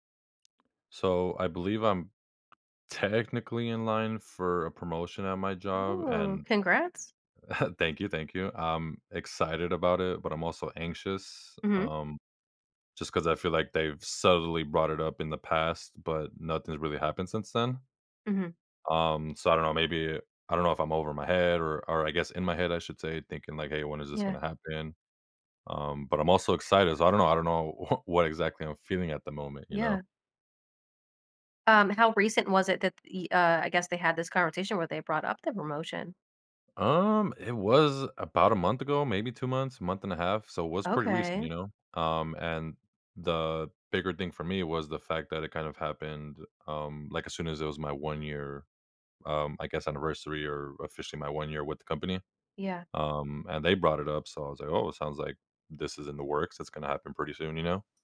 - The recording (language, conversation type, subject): English, advice, How can I position myself for a promotion at my company?
- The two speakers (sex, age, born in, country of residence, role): female, 30-34, United States, United States, advisor; male, 25-29, United States, United States, user
- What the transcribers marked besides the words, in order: other background noise; chuckle; tapping